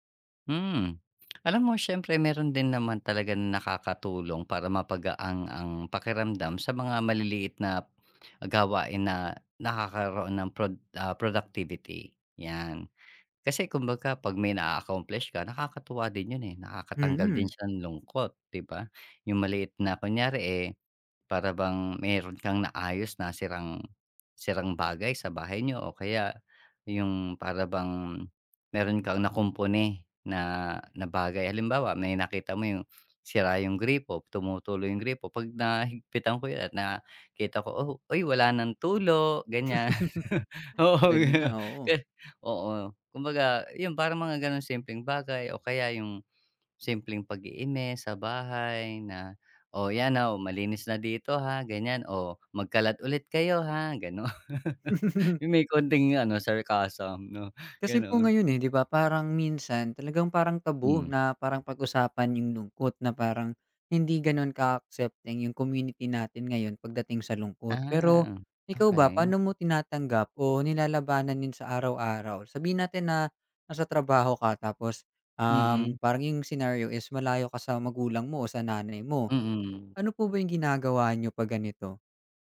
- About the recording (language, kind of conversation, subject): Filipino, podcast, Anong maliit na gawain ang nakapagpapagaan sa lungkot na nararamdaman mo?
- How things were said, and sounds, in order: lip smack; "mapagaan" said as "mapagaang"; tapping; other noise; laugh; other background noise; chuckle; laughing while speaking: "Oo, yo"; "paglilinis" said as "pag-iines"; laughing while speaking: "gano'n"; laugh; in English: "taboo"